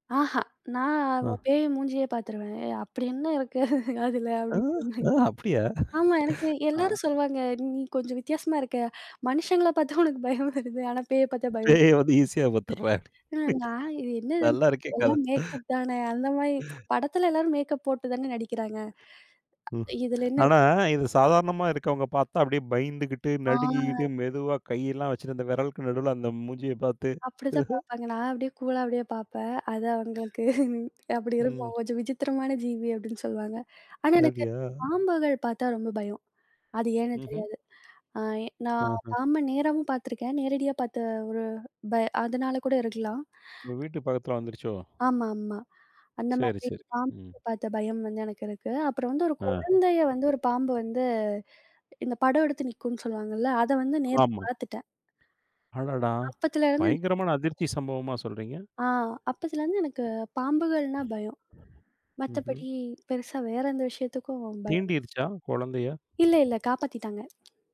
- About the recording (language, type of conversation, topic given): Tamil, podcast, பயத்தை எதிர்கொள்ள உங்களுக்கு உதவிய வழி என்ன?
- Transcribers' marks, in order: laughing while speaking: "என்ன இருக்கு அதுல"; laughing while speaking: "ஆ. அ அப்படியா?"; other noise; laughing while speaking: "மனுஷங்கள பாத்தா உனக்குப் பயம் வருது. ஆனா, பேயைப் பாத்தா பயம் இல்ல"; laughing while speaking: "பேய் வந்து ஈஸியா பாத்துறா? நல்லா இருக்கே கதை"; in English: "ஈஸியா"; other background noise; tsk; tapping; chuckle; in English: "கூலா"; chuckle